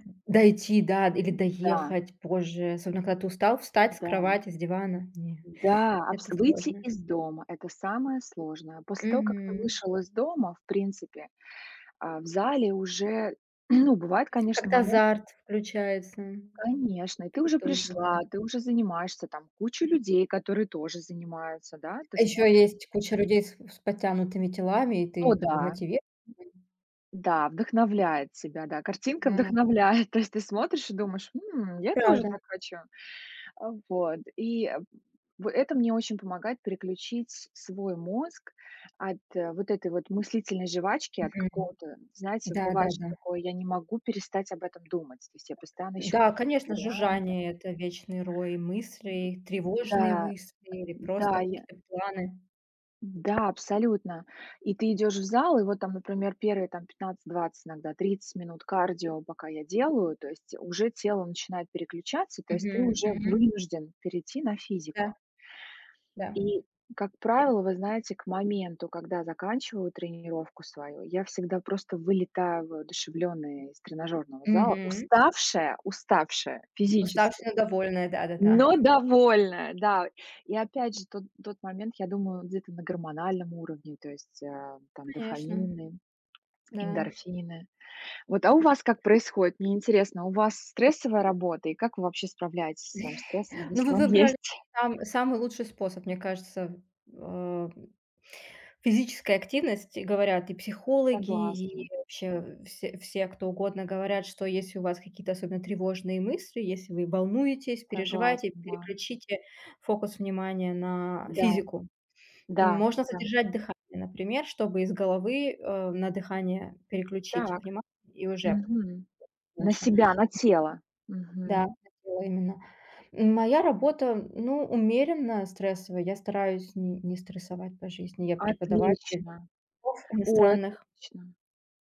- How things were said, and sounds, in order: throat clearing; laughing while speaking: "вдохновляет"; tapping; joyful: "но довольная, да"; chuckle; laughing while speaking: "есть?"
- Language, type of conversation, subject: Russian, unstructured, Как ты справляешься со стрессом на работе?